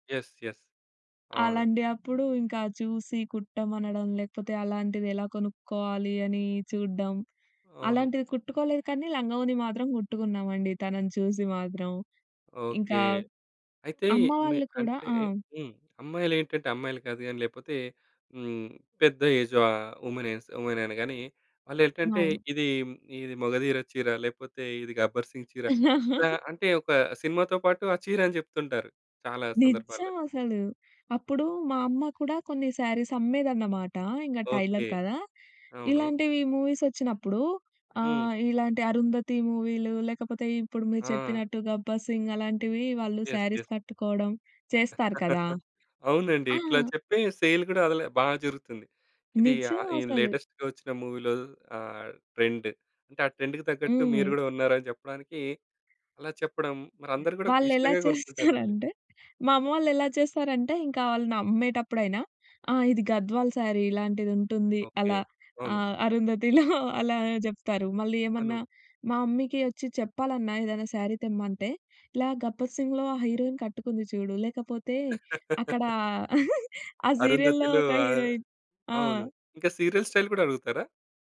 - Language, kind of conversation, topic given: Telugu, podcast, సినిమా లేదా సీరియల్ స్టైల్ నిన్ను ఎంత ప్రభావితం చేసింది?
- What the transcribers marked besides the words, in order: in English: "యస్, యస్"; in English: "వుమెన్"; laugh; in English: "శారీస్"; in English: "టైలర్"; in English: "మూవీస్"; in English: "యస్, యస్"; in English: "శారీస్"; laugh; in English: "సేల్"; in English: "లేటెస్ట్‌గా"; in English: "మూవీ‌లో"; in English: "ట్రెండ్"; in English: "ట్రెండ్‌కి"; other background noise; chuckle; in English: "శారీ"; chuckle; in English: "మమ్మీకి"; in English: "శారీ"; in English: "హీరోయిన్"; laugh; chuckle; in English: "సీరియల్‌లో"; in English: "హీరోయిన్"; in English: "సీరియల్ స్టైల్"